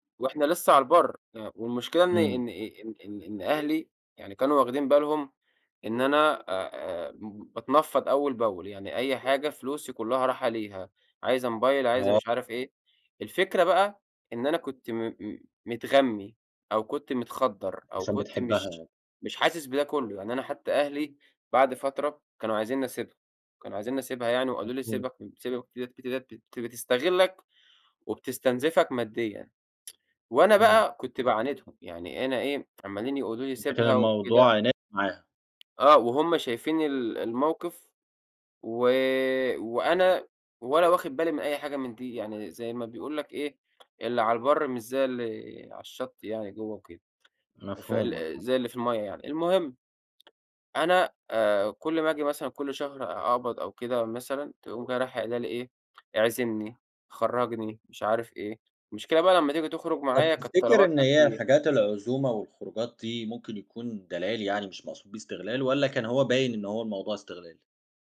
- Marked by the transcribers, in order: other background noise; tsk; tsk; tapping
- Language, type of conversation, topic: Arabic, podcast, إزاي تقدر تبتدي صفحة جديدة بعد تجربة اجتماعية وجعتك؟